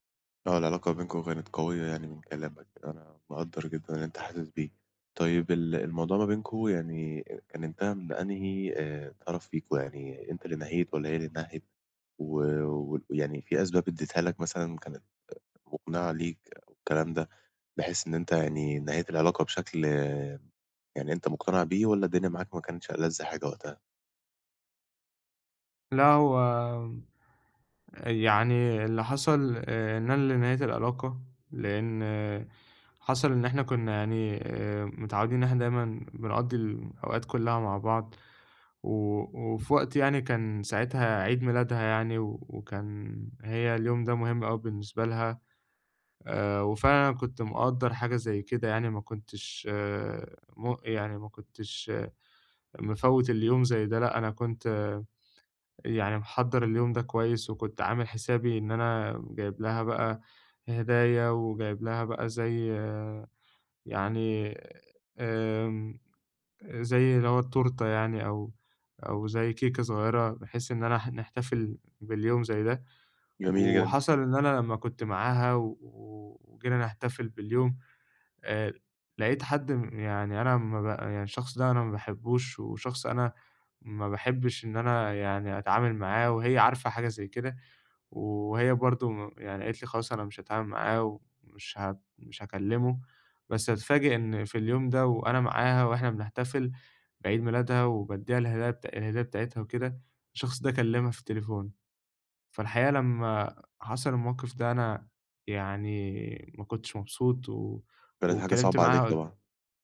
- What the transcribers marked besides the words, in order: tapping
- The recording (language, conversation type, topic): Arabic, advice, إزاي أتعلم أتقبل نهاية العلاقة وأظبط توقعاتي للمستقبل؟